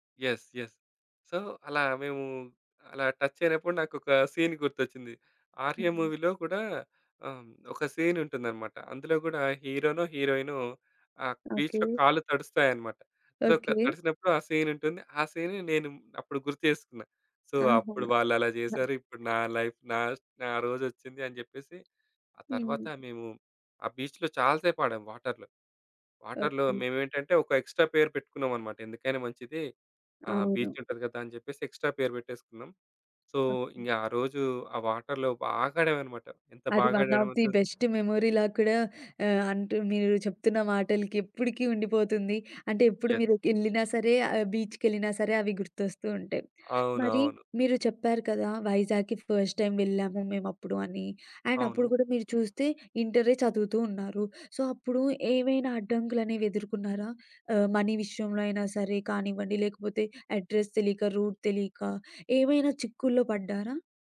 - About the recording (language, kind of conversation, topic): Telugu, podcast, మీకు గుర్తుండిపోయిన ఒక జ్ఞాపకాన్ని చెప్పగలరా?
- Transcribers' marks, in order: in English: "యెస్. యెస్. సో"; other background noise; in English: "సీన్"; in English: "మూవీ‌లో"; in English: "బీచ్‌లో"; tapping; in English: "సో"; in English: "సీన్‌ని"; in English: "సో"; in English: "లైఫ్"; in English: "బీచ్‌లో"; in English: "వాటర్‌లో. వాటర్‌లో"; in English: "ఎక్స్‌ట్రా పెయిర్"; in English: "బీచ్"; in English: "ఎక్స్‌ట్రా పెయిర్"; in English: "సో"; in English: "వాటర్‌లో"; in English: "వన్ ఆఫ్ ది బెస్ట్ మెమొరీలాగా"; in English: "యెస్"; in English: "బీచ్‌కెళ్ళినా"; in English: "ఫస్ట్ టైమ్"; in English: "అండ్"; in English: "సో"; in English: "మనీ"; in English: "అడ్రెస్"; in English: "రూట్"